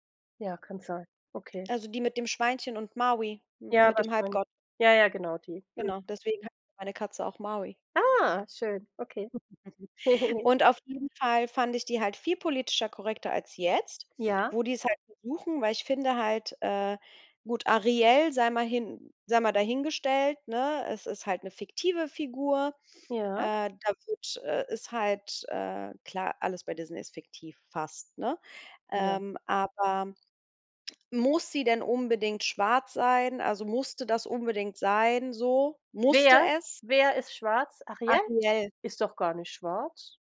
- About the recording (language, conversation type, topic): German, unstructured, Findest du, dass Filme heutzutage zu politisch korrekt sind?
- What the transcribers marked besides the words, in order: chuckle